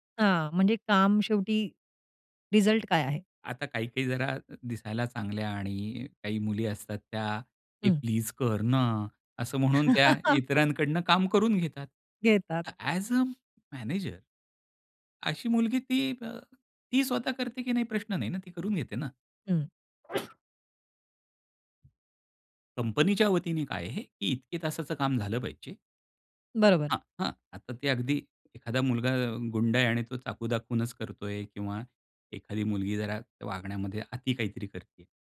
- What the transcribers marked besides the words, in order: laugh; in English: "ॲज अ मॅनेजर"; sneeze; other background noise
- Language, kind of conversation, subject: Marathi, podcast, फीडबॅक देताना तुमची मांडणी कशी असते?